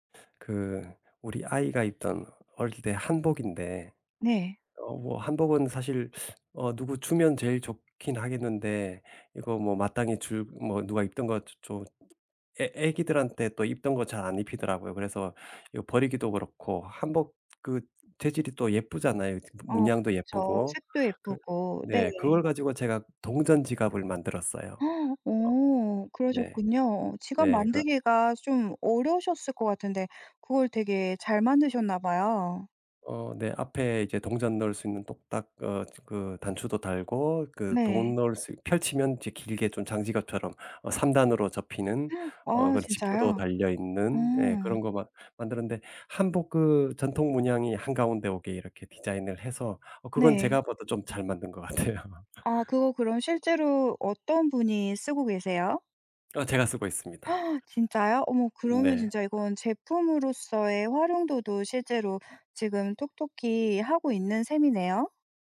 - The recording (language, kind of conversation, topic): Korean, podcast, 플라스틱 쓰레기를 줄이기 위해 일상에서 실천할 수 있는 현실적인 팁을 알려주실 수 있나요?
- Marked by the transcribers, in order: teeth sucking; tapping; gasp; gasp; laughing while speaking: "같아요"; gasp